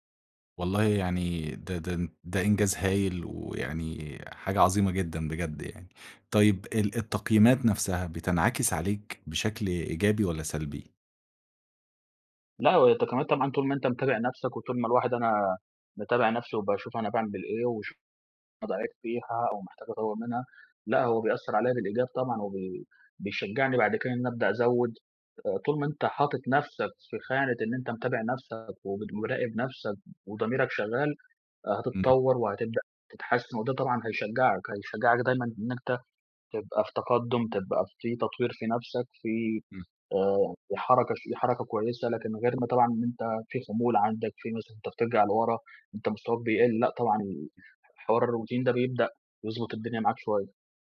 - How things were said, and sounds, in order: unintelligible speech; unintelligible speech; tapping; unintelligible speech
- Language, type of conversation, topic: Arabic, podcast, إيه روتينك المعتاد الصبح؟